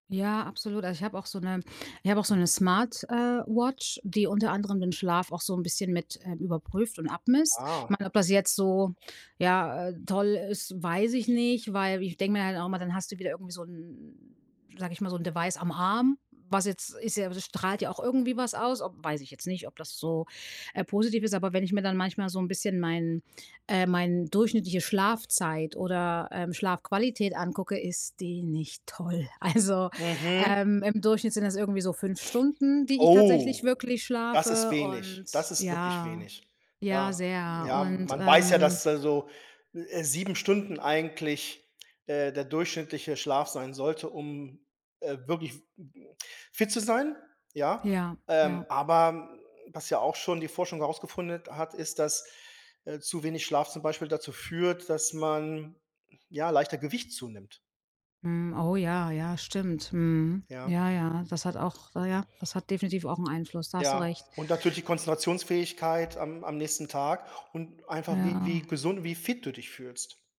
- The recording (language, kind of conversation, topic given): German, advice, Warum schwanken meine Schlafenszeiten so stark, und wie finde ich einen festen Schlafrhythmus?
- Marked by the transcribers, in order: other background noise; background speech